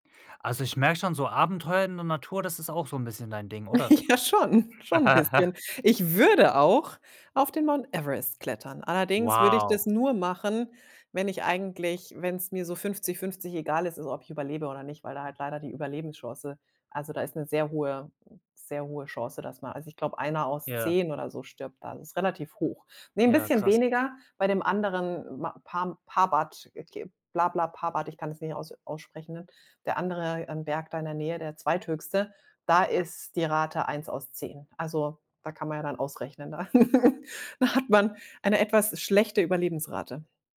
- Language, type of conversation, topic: German, podcast, Was würdest du jemandem raten, der die Natur neu entdecken will?
- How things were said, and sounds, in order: laughing while speaking: "Ja, schon"; other background noise; laugh; stressed: "würde"; tapping; chuckle; laughing while speaking: "Da hat man eine"